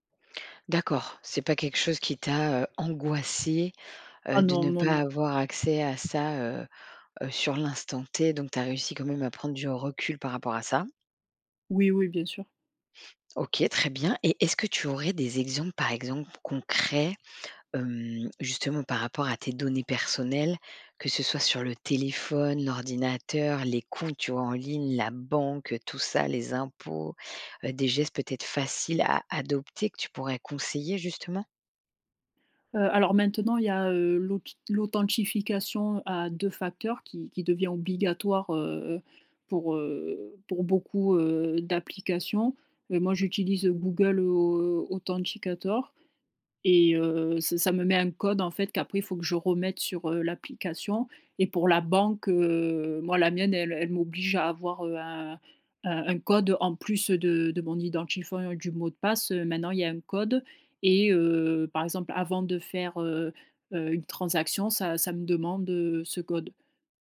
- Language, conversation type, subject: French, podcast, Comment protéger facilement nos données personnelles, selon toi ?
- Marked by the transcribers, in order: stressed: "angoissée"; tapping; other background noise; stressed: "banque"; "identifiant" said as "identifant"